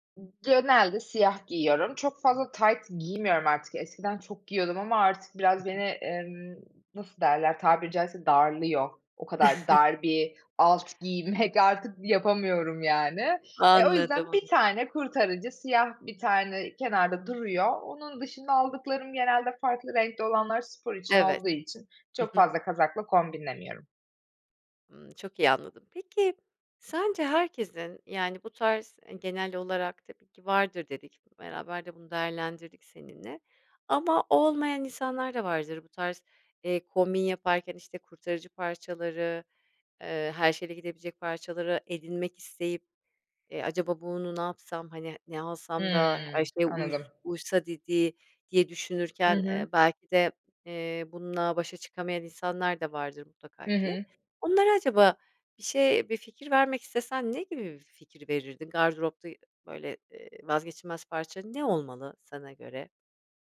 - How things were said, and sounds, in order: chuckle
- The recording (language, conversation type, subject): Turkish, podcast, Gardırobunuzda vazgeçemediğiniz parça hangisi ve neden?